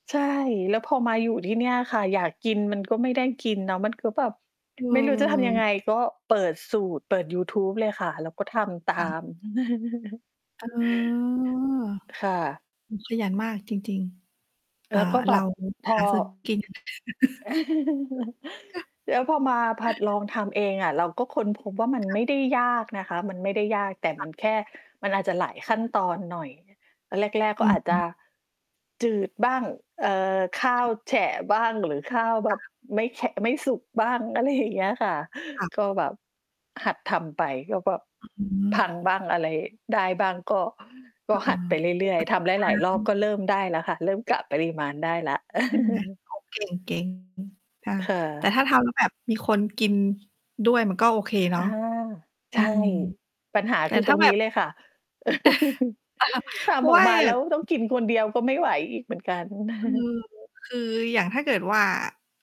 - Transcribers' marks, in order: distorted speech; tapping; chuckle; static; chuckle; other background noise; laughing while speaking: "อะไรอย่างเงี้ย"; chuckle; laugh; chuckle; laughing while speaking: "เพราะว่า"; chuckle
- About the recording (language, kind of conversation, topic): Thai, unstructured, ทำไมคุณถึงชอบอาหารจานโปรดของคุณ?